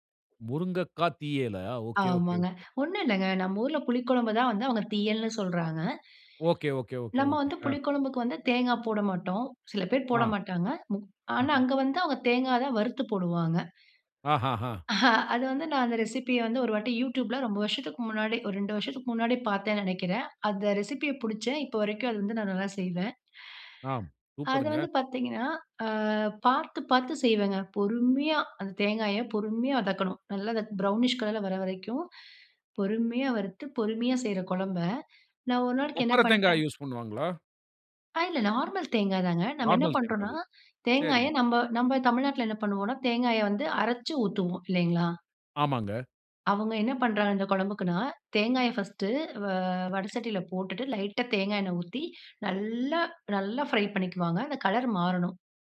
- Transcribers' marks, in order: chuckle; breath; in English: "ப்ரௌனிஷ் கலர்ல"; in English: "நார்மல்"
- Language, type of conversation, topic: Tamil, podcast, வீட்டில் அவசரமாக இருக்கும் போது விரைவாகவும் சுவையாகவும் உணவு சமைக்க என்னென்ன உத்திகள் பயன்படும்?